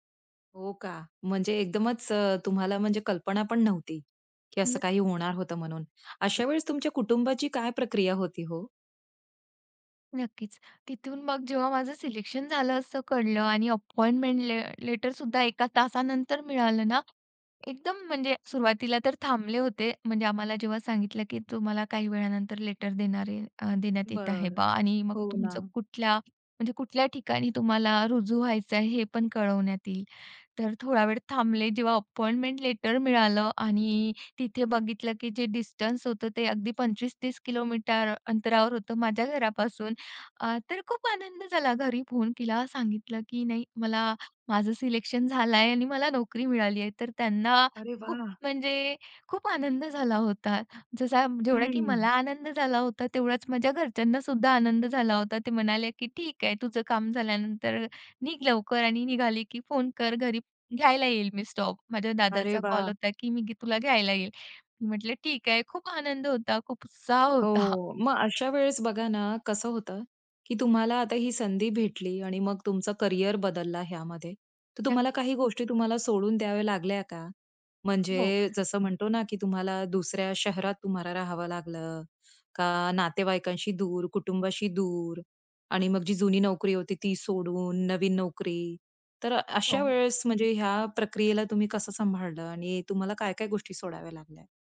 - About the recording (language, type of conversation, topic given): Marathi, podcast, अचानक मिळालेल्या संधीने तुमचं करिअर कसं बदललं?
- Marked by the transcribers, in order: in English: "ले लेटरसुद्धा"; tapping; in English: "लेटर"; other noise; in English: "लेटर"; in English: "डिस्टन्स"; joyful: "खूप आनंद होता, खूप उत्साह होता"; chuckle